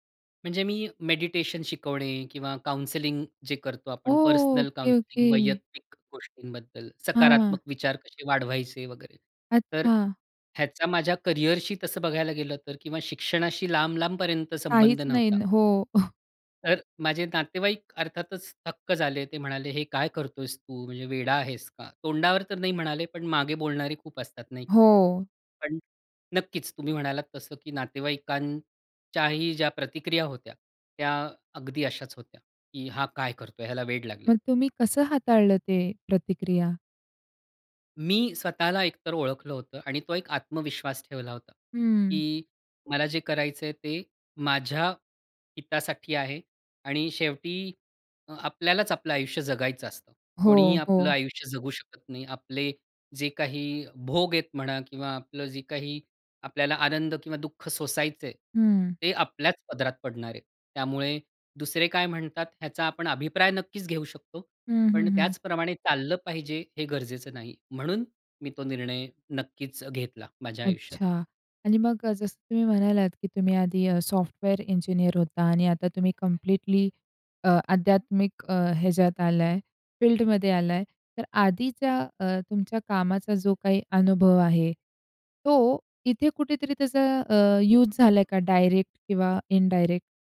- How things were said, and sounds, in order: in English: "काउंसलिंग"; in English: "पर्सनल काउंसलिंग"; chuckle; in English: "कंप्लीटली"; in English: "यूज"; in English: "इनडायरेक्ट?"
- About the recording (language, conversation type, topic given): Marathi, podcast, करिअर बदलायचं असलेल्या व्यक्तीला तुम्ही काय सल्ला द्याल?